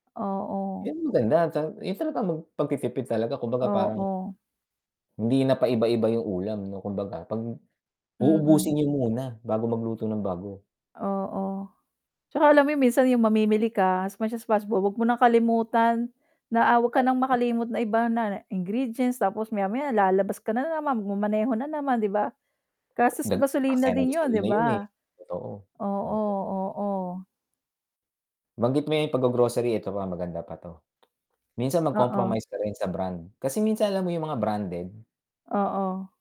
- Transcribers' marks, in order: static
- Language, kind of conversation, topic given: Filipino, unstructured, Paano mo hinaharap ang pagtaas ng presyo ng mga bilihin?